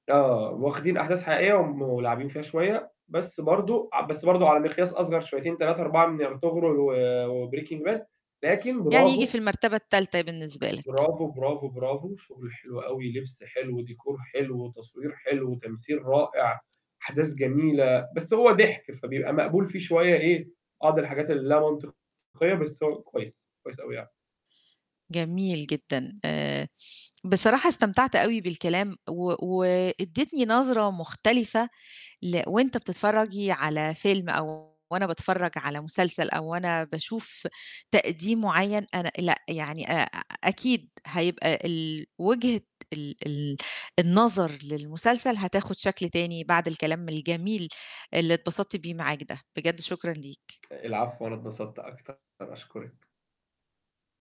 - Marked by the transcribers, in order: distorted speech; tapping
- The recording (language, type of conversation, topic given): Arabic, podcast, احكيلي عن فيلم أو مسلسل ألهمك بشكل مميز؟